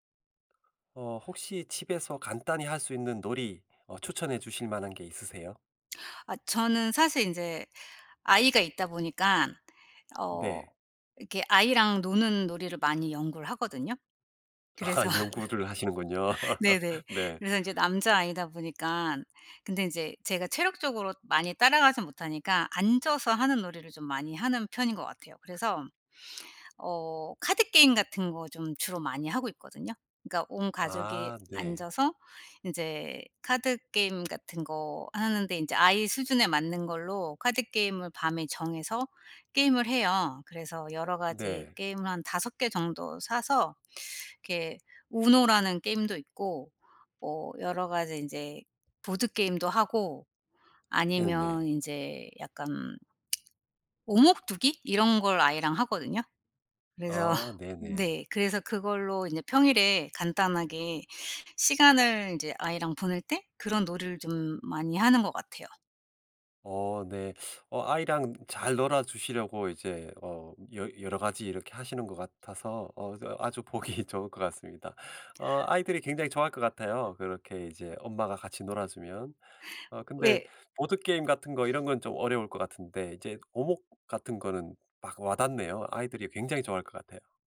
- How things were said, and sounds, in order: laughing while speaking: "그래서 네네"; laughing while speaking: "아"; laugh; other background noise; laughing while speaking: "보기"; laugh; tapping
- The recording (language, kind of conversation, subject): Korean, podcast, 집에서 간단히 할 수 있는 놀이가 뭐가 있을까요?